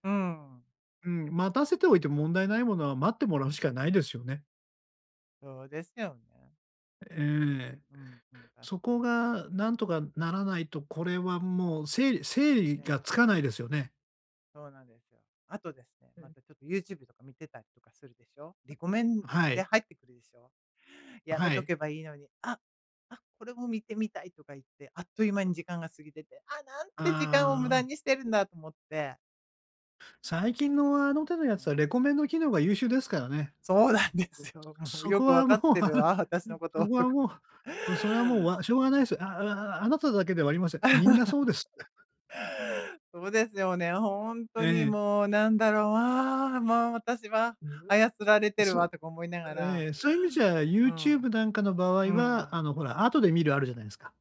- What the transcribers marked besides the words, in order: other background noise; tapping; unintelligible speech; laughing while speaking: "そうなんですよ。もうよくわかってるわ、私のこと、とか思って"; laughing while speaking: "もうわる そこはもう"; laugh; unintelligible speech
- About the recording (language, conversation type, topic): Japanese, advice, 集中して作業する時間をどのように作り、管理すればよいですか？